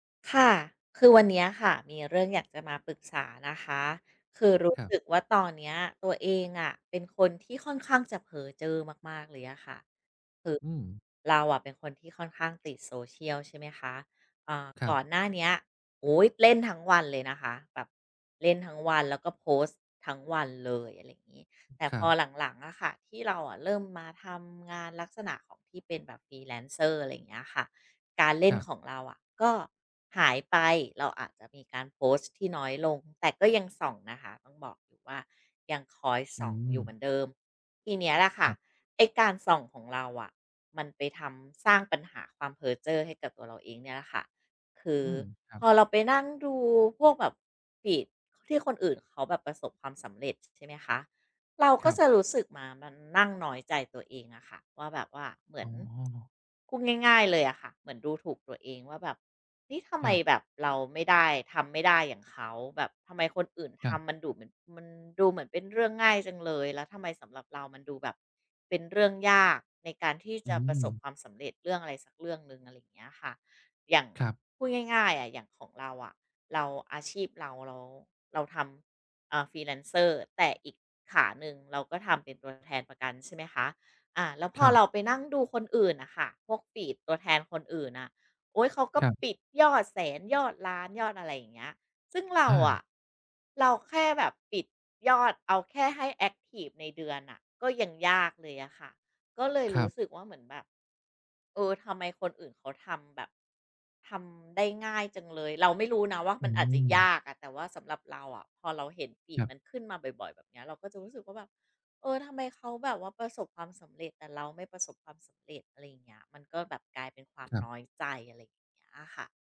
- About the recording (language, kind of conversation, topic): Thai, advice, ควรทำอย่างไรเมื่อรู้สึกแย่จากการเปรียบเทียบตัวเองกับภาพที่เห็นบนโลกออนไลน์?
- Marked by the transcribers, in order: in English: "Freelancer"; other background noise; tapping; in English: "Freelance"